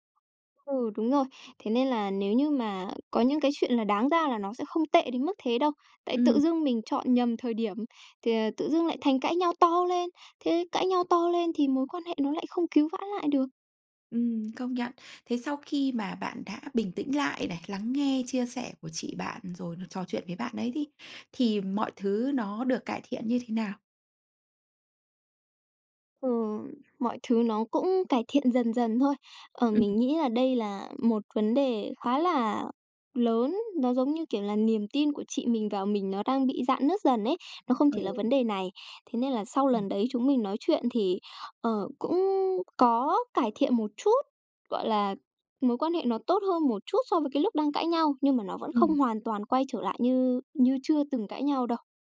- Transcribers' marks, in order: none
- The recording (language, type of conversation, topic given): Vietnamese, podcast, Bạn có thể kể về một lần bạn dám nói ra điều khó nói không?